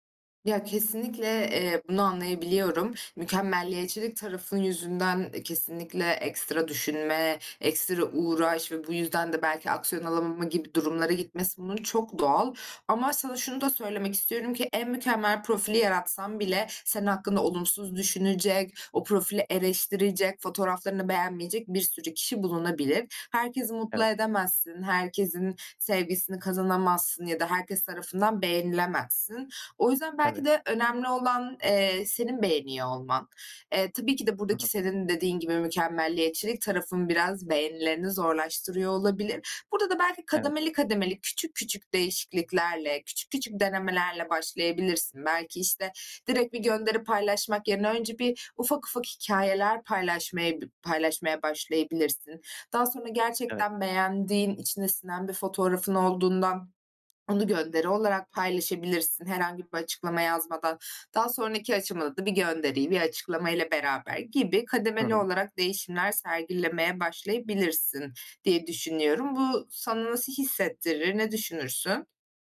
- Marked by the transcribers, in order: other background noise
- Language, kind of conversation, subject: Turkish, advice, Sosyal medyada gerçek benliğinizi neden saklıyorsunuz?